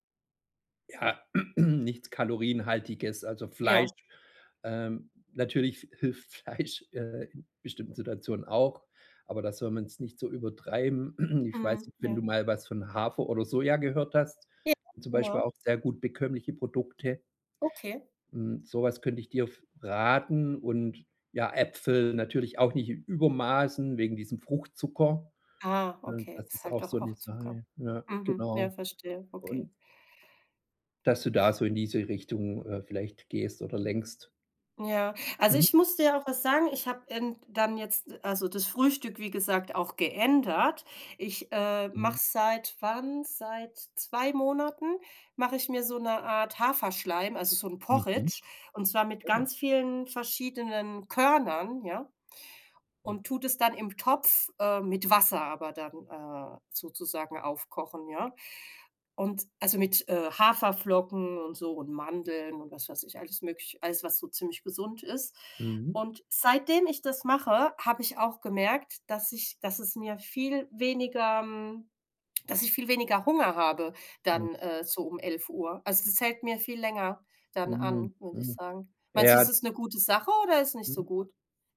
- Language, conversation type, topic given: German, advice, Wie erkenne ich, ob ich emotionalen oder körperlichen Hunger habe?
- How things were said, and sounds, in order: throat clearing; laughing while speaking: "Fleisch"; throat clearing